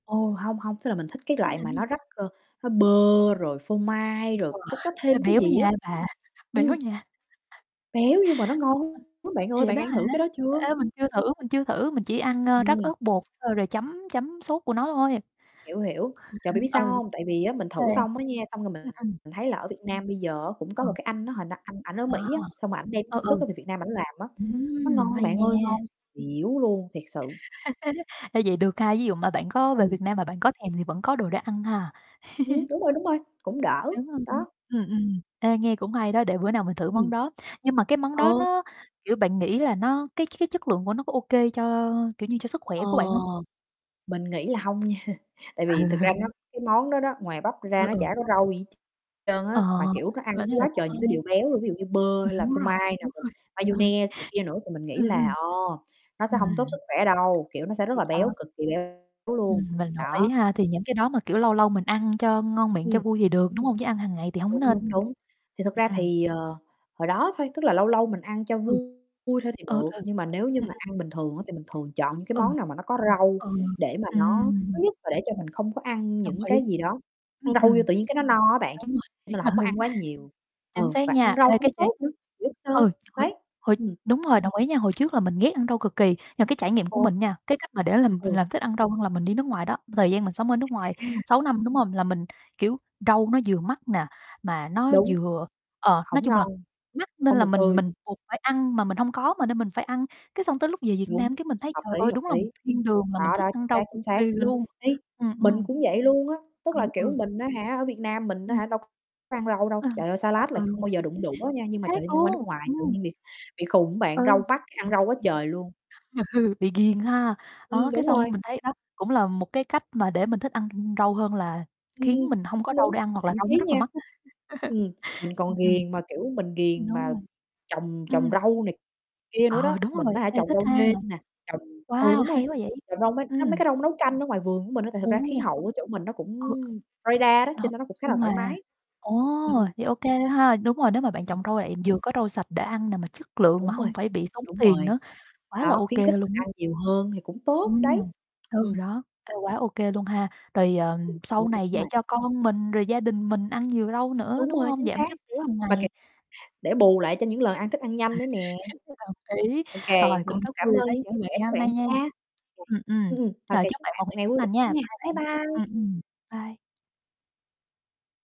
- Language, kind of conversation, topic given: Vietnamese, unstructured, Bạn nghĩ thức ăn nhanh ảnh hưởng đến sức khỏe như thế nào?
- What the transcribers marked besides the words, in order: distorted speech; "cái" said as "ý"; other background noise; chuckle; tapping; unintelligible speech; chuckle; chuckle; laughing while speaking: "nha"; laughing while speaking: "Ừ"; chuckle; laughing while speaking: "ờ"; unintelligible speech; chuckle; chuckle; chuckle; unintelligible speech; mechanical hum; chuckle